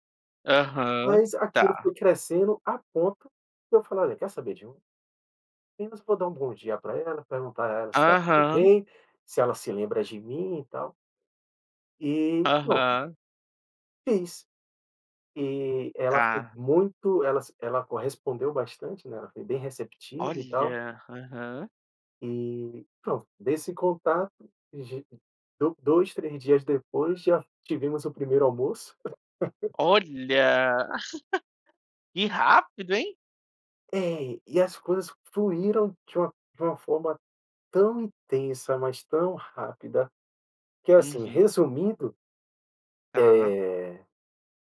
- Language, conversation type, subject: Portuguese, podcast, Você teve algum encontro por acaso que acabou se tornando algo importante?
- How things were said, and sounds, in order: laugh